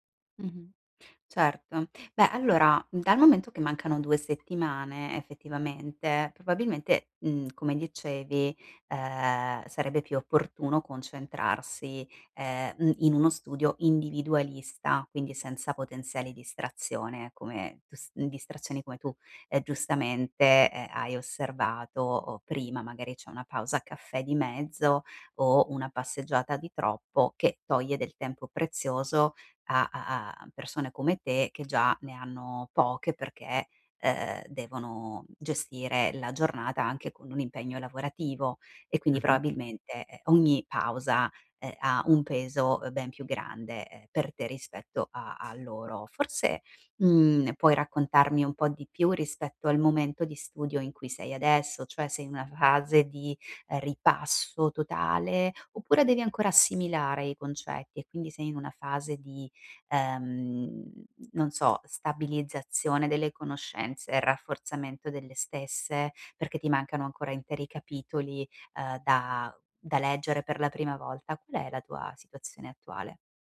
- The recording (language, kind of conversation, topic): Italian, advice, Perché faccio fatica a iniziare compiti lunghi e complessi?
- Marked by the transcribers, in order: "probabilmente" said as "proabilmente"; other background noise